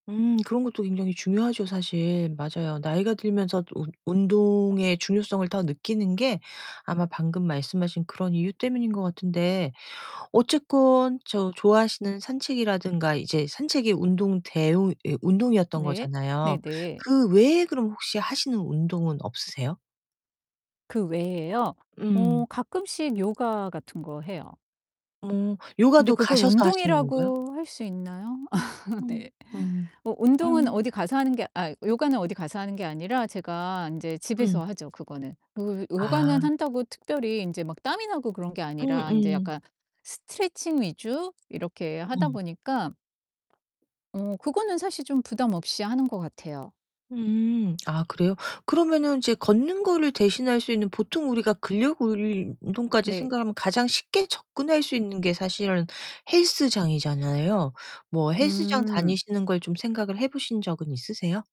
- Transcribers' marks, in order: distorted speech; laugh; tapping; other background noise
- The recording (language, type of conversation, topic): Korean, advice, 규칙적인 운동을 꾸준히 이어 가기 어려운 이유는 무엇인가요?